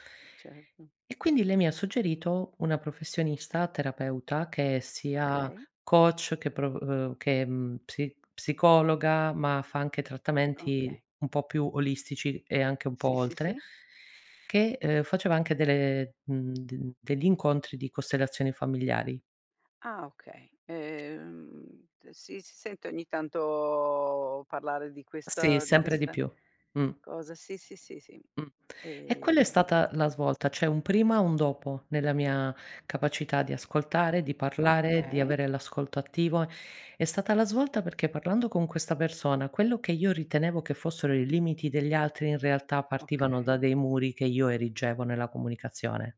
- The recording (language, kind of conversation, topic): Italian, podcast, Come capisci quando è il momento di ascoltare invece di parlare?
- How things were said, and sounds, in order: other background noise